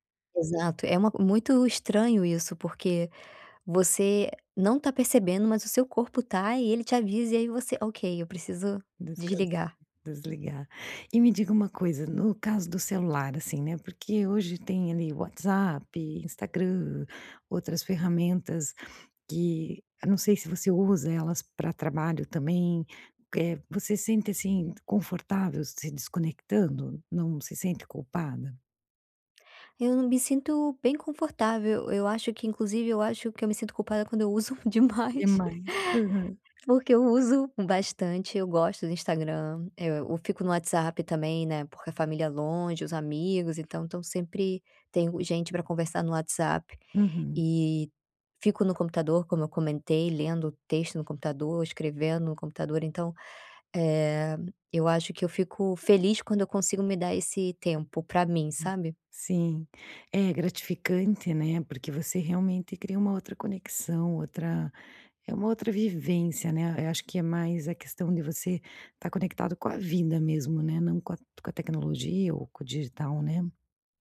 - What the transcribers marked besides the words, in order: tapping; laughing while speaking: "uso demais"
- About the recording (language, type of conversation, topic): Portuguese, podcast, Como você faz detox digital quando precisa descansar?